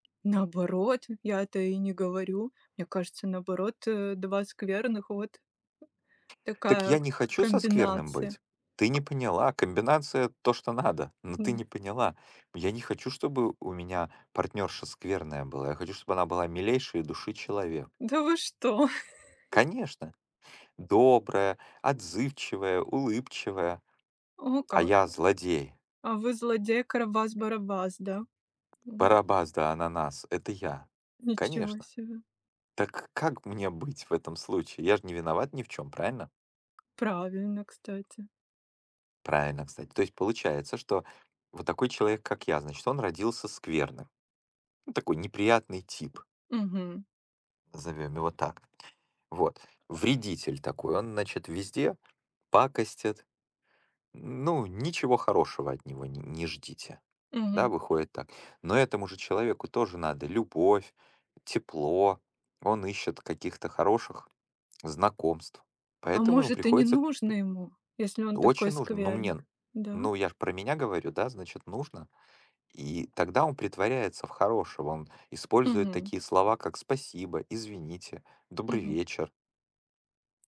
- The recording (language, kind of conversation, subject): Russian, unstructured, Как ты думаешь, почему люди расстаются?
- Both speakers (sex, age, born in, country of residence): female, 35-39, Russia, Netherlands; male, 45-49, Ukraine, United States
- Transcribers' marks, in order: tapping; joyful: "Да вы что!"; chuckle